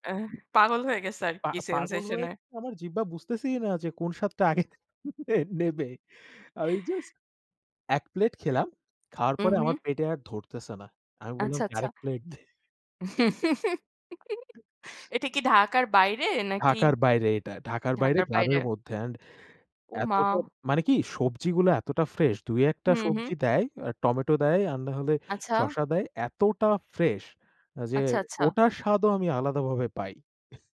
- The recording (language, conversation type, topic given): Bengali, unstructured, আপনার সবচেয়ে প্রিয় রাস্তার খাবার কোনটি?
- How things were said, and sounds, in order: in English: "sensation"; laughing while speaking: "আগে নেবে। আমি just"; laugh; giggle; in English: "and"; in English: "fresh"